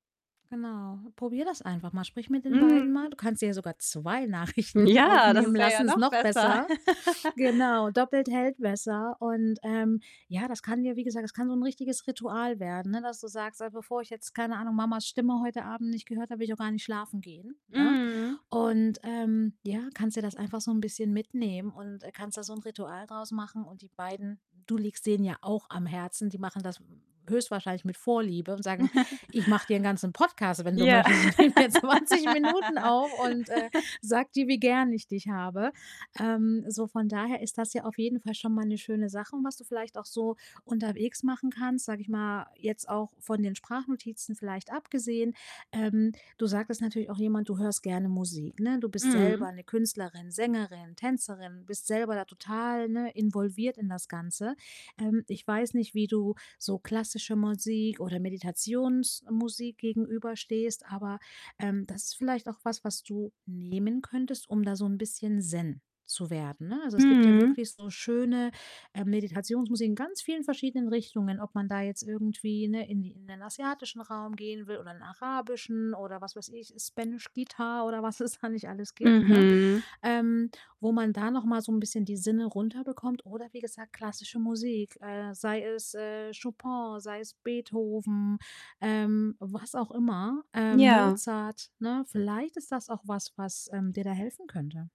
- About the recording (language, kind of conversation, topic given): German, advice, Wie kann ich unterwegs Stress reduzieren und einfache Entspannungstechniken in meinen Alltag einbauen?
- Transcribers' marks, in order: static; other background noise; distorted speech; laughing while speaking: "Nachrichten"; laughing while speaking: "Ja"; laugh; chuckle; laugh; laughing while speaking: "Ich nehme hier zwanzig Minuten"; in English: "Spanish guitar"; laughing while speaking: "was"